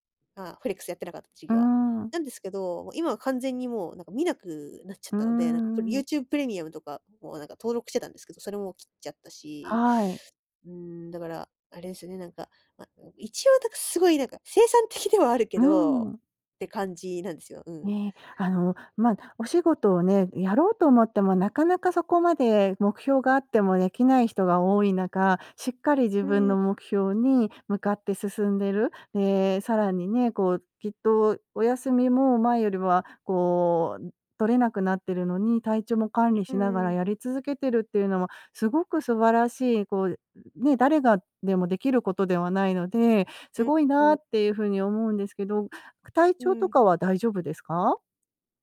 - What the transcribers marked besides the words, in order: none
- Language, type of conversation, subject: Japanese, advice, 休みの日でも仕事のことが頭から離れないのはなぜですか？